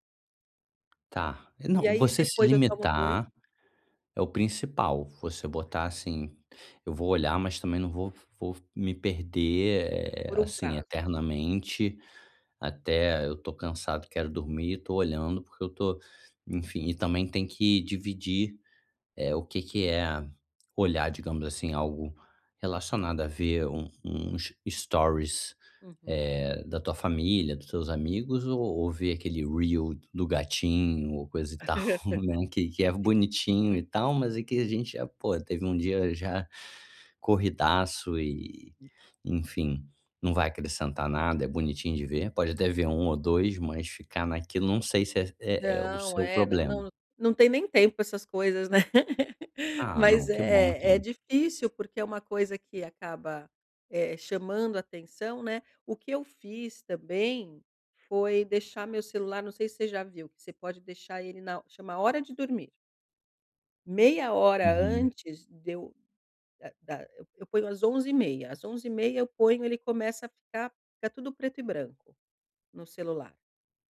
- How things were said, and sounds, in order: chuckle; other background noise; laugh; tapping
- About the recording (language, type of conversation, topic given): Portuguese, advice, Como posso resistir à checagem compulsiva do celular antes de dormir?